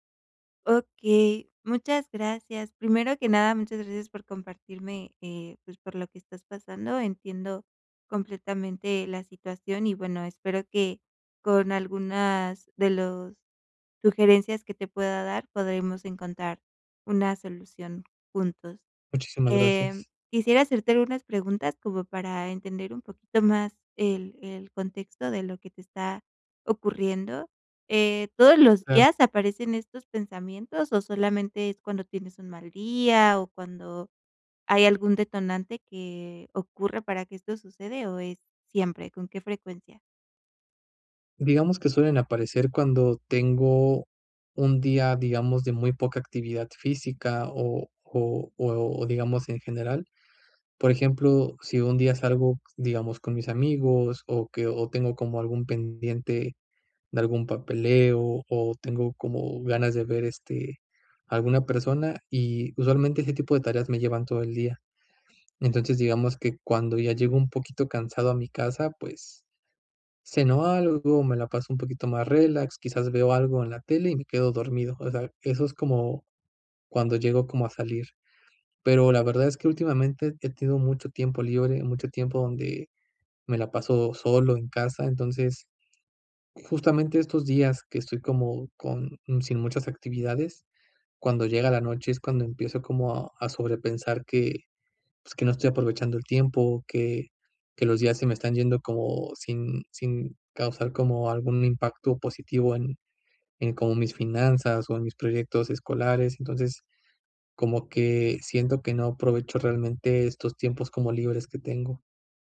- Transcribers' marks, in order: tapping
- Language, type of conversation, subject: Spanish, advice, ¿Cómo puedo dejar de rumiar pensamientos negativos que me impiden dormir?